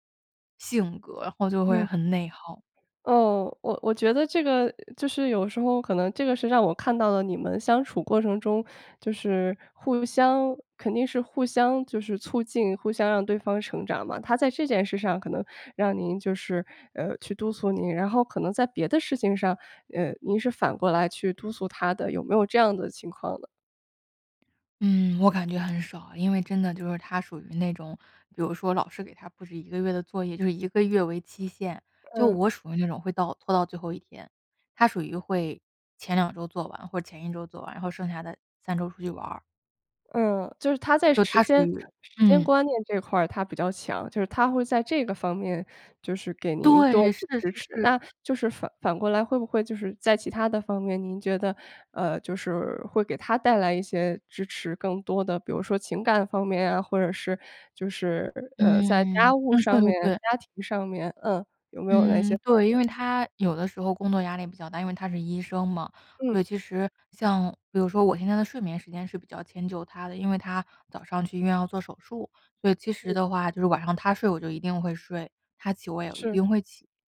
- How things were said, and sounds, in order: none
- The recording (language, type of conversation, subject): Chinese, advice, 当伴侣指出我的缺点让我陷入自责时，我该怎么办？